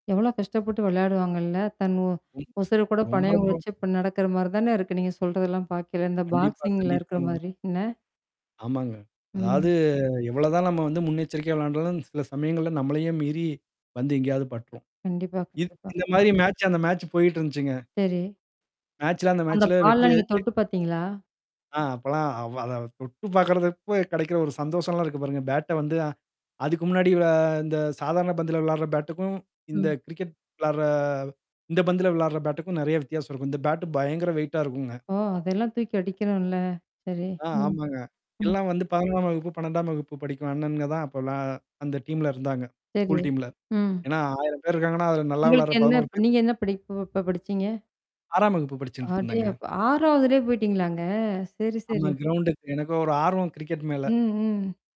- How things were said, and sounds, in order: static; distorted speech; tapping; in English: "மேட்ச்"; in English: "மேட்ச்"; in English: "மேட்சல"; in English: "மேட்சல"; in English: "பால்"; "பார்கிறப்போ" said as "பார்கறதப்போ"; in English: "பேட்ட"; in English: "பேட்டுக்கும்"; in English: "பேட்டுக்கும்"; in English: "பேட்டு"; in English: "வெயிட்டா"; other background noise; in English: "டீம்ல"; in English: "டீம்ல"; surprised: "ஆறாவதுலேயே போயி்டீங்களாங்க"; in English: "கிரவுண்டுக்கு"; in English: "கிரிக்கெட்"
- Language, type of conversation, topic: Tamil, podcast, இன்றுவரை நீங்கள் பார்த்த மிகவும் நினைவில் நிற்கும் நேரடி அனுபவம் எது?